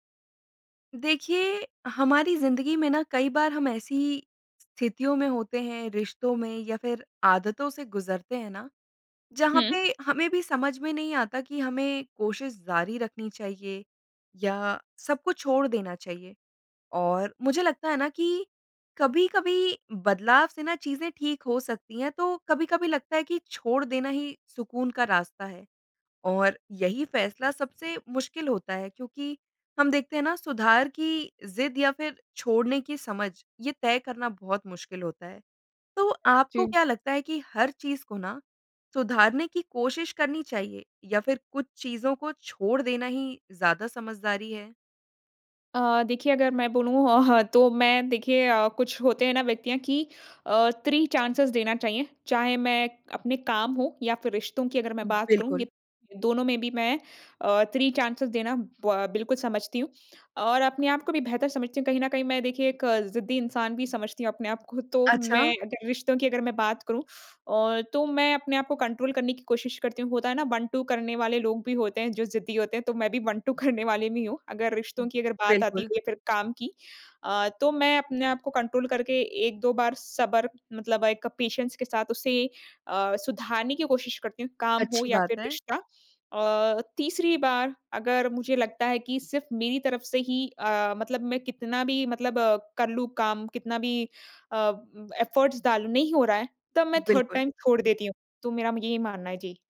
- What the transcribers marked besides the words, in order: "जारी" said as "ज़ारी"; other background noise; in English: "थ्री चांसेस"; in English: "थ्री चांसेस"; laughing while speaking: "को"; in English: "कंट्रोल"; in English: "वन टू"; in English: "वन टू"; laughing while speaking: "करने"; in English: "कंट्रोल"; in English: "पेशेंस"; in English: "एफर्ट्स"; in English: "थर्ड टाइम"
- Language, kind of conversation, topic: Hindi, podcast, किसी रिश्ते, काम या स्थिति में आप यह कैसे तय करते हैं कि कब छोड़ देना चाहिए और कब उसे सुधारने की कोशिश करनी चाहिए?